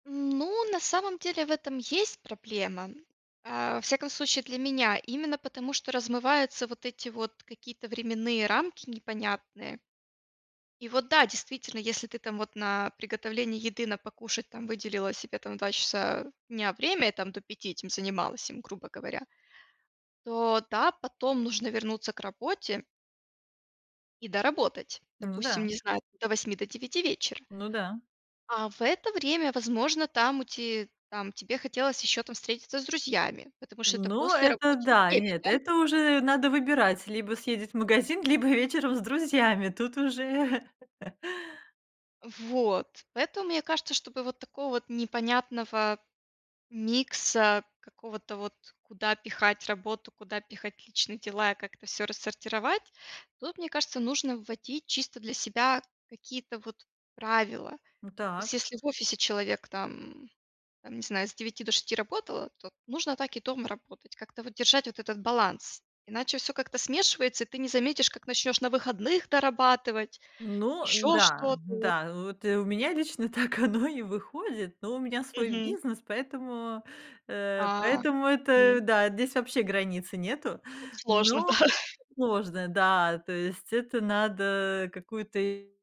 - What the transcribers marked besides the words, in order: other background noise; laugh; laughing while speaking: "так оно"; laughing while speaking: "да"
- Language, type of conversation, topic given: Russian, podcast, Как ты находишь баланс между работой и личной жизнью?